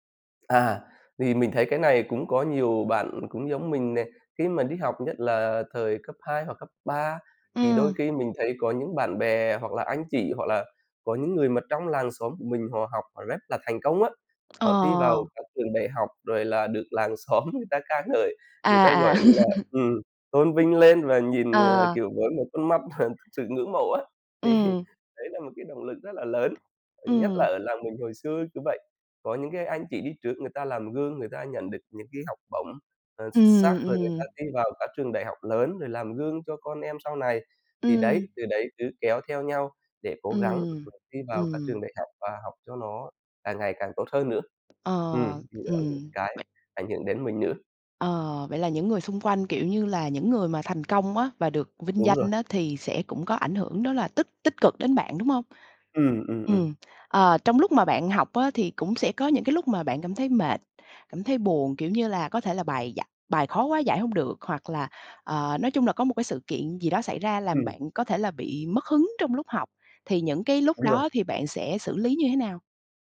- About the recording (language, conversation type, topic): Vietnamese, podcast, Bạn làm thế nào để giữ động lực học tập lâu dài?
- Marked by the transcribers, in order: tapping; laughing while speaking: "xóm"; laugh; laughing while speaking: "mà"; laughing while speaking: "Thì"; other background noise